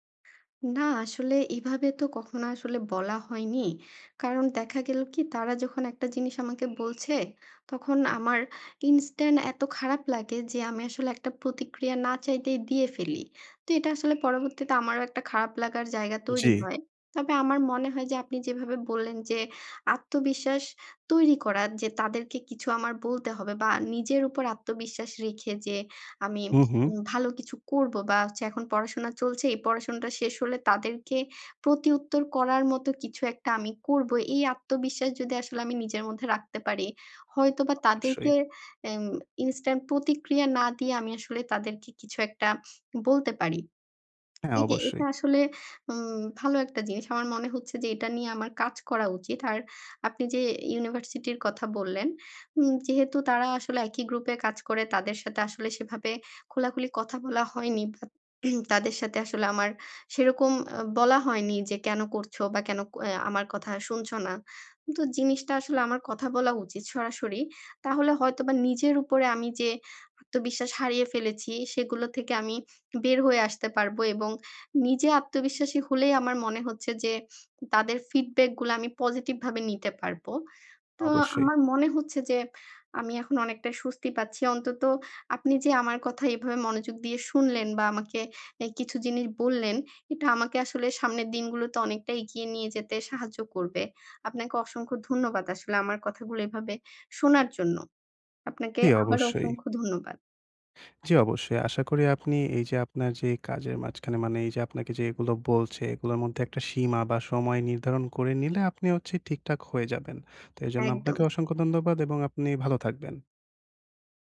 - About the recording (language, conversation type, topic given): Bengali, advice, আমি কীভাবে প্রতিরোধ কমিয়ে ফিডব্যাক বেশি গ্রহণ করতে পারি?
- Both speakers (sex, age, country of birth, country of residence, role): female, 25-29, Bangladesh, Bangladesh, user; male, 20-24, Bangladesh, Bangladesh, advisor
- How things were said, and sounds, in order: other background noise; tapping; lip smack; throat clearing